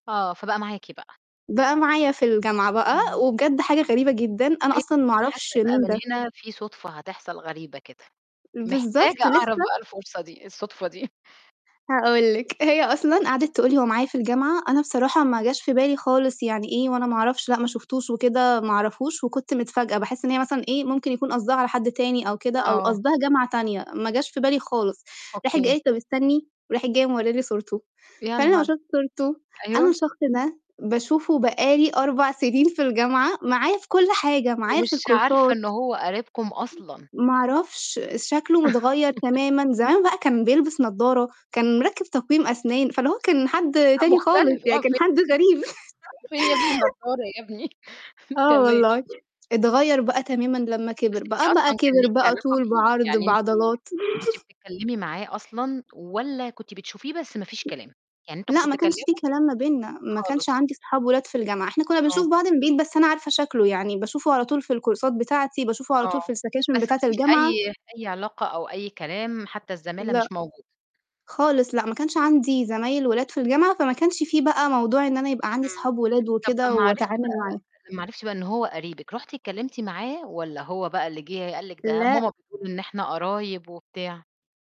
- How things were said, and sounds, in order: unintelligible speech; chuckle; other background noise; other noise; in English: "الكورسات"; laugh; tapping; chuckle; chuckle; in English: "الكورسات"; in English: "السكاشن"
- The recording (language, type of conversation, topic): Arabic, podcast, احكيلي عن صدفة قرّبتلك ناس وكان ليهم تأثير كبير عليك؟